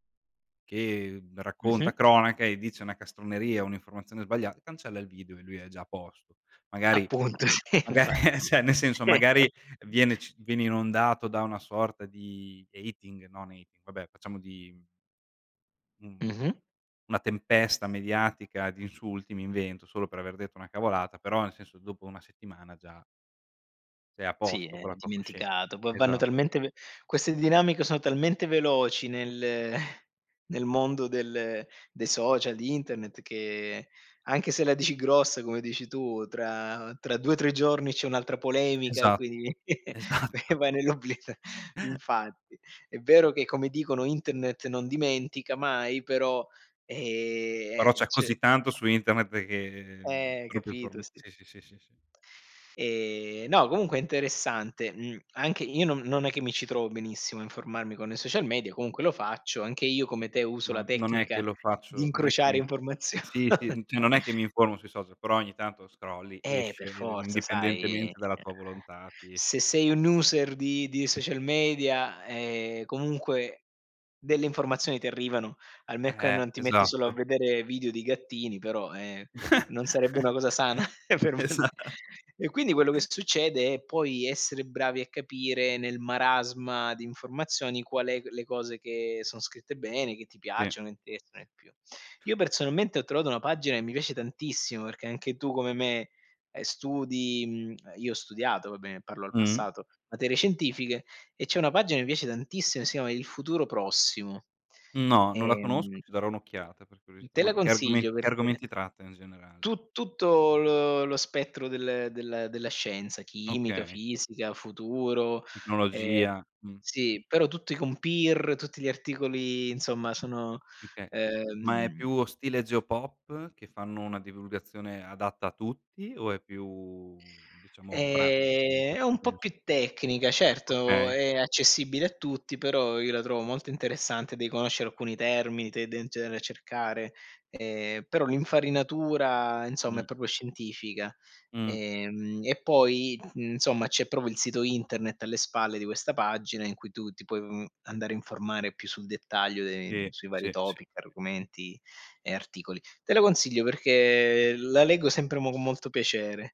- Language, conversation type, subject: Italian, unstructured, Qual è il tuo consiglio per chi vuole rimanere sempre informato?
- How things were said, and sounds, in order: laughing while speaking: "Appunto. Si, infatti"; laughing while speaking: "magari eh"; "cioè" said as "ceh"; chuckle; in English: "hating"; chuckle; laughing while speaking: "Esatto"; chuckle; "cioè" said as "ceh"; other background noise; "cioè" said as "ceh"; laughing while speaking: "informazio"; chuckle; in English: "user"; chuckle; laughing while speaking: "per uno di"; laughing while speaking: "Esa"; chuckle; "interessano" said as "intessae"; in English: "peer"; "okay" said as "kay"; tapping; "proprio" said as "propo"; "proprio" said as "probo"; "Sì" said as "tì"; in English: "topic"